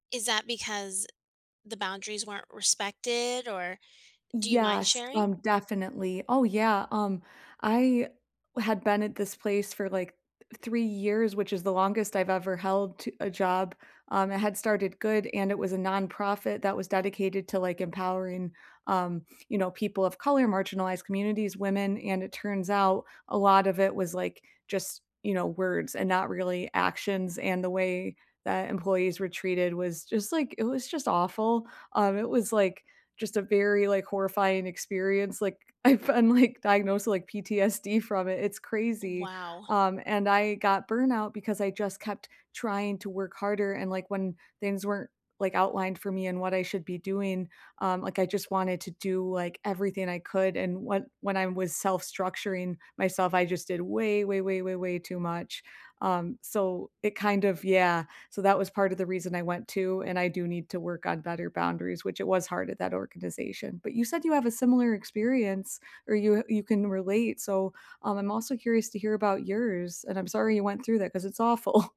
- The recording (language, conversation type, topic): English, unstructured, What fears come up when you try to set boundaries at work?
- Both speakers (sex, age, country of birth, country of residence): female, 30-34, United States, United States; female, 30-34, United States, United States
- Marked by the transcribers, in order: other background noise; laughing while speaking: "I've been, like"; laughing while speaking: "PTSD"; laughing while speaking: "awful"